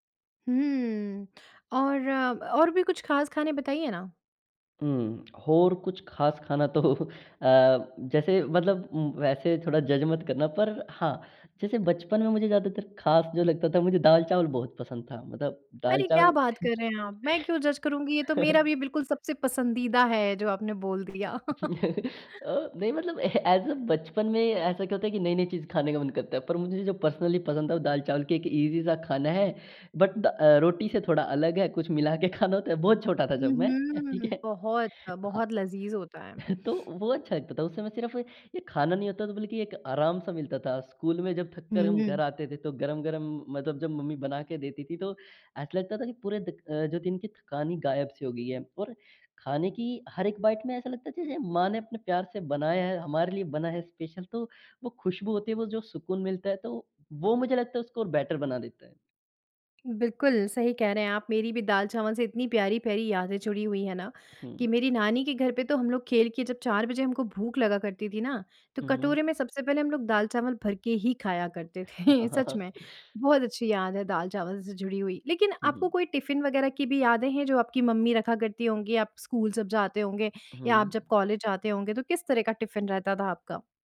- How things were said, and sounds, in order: "और" said as "हौर"; laughing while speaking: "तो"; in English: "जज"; in English: "जज"; chuckle; laugh; chuckle; in English: "ऐज़ अ"; chuckle; in English: "पर्सनली"; in English: "ईज़ी-सा"; in English: "बट"; laughing while speaking: "खाना"; laughing while speaking: "ठीक है?"; chuckle; sniff; in English: "बाइट"; in English: "स्पेशल"; in English: "बेटर"; other background noise; laugh; laughing while speaking: "थे"; in English: "टिफ़िन"; in English: "टिफ़िन"
- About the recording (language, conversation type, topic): Hindi, podcast, क्या तुम्हें बचपन का कोई खास खाना याद है?